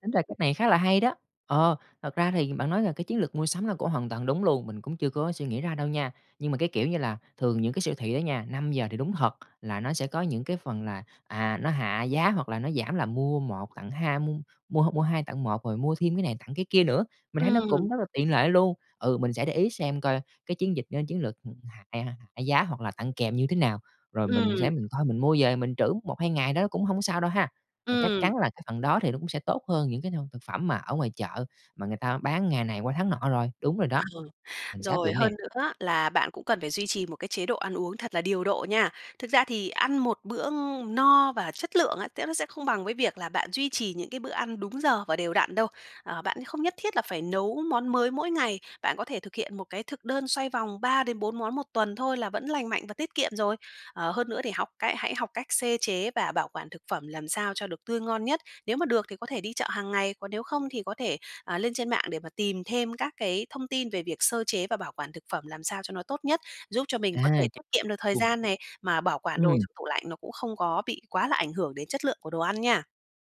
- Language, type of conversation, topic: Vietnamese, advice, Làm sao để mua thực phẩm lành mạnh khi bạn đang gặp hạn chế tài chính?
- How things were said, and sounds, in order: unintelligible speech; tapping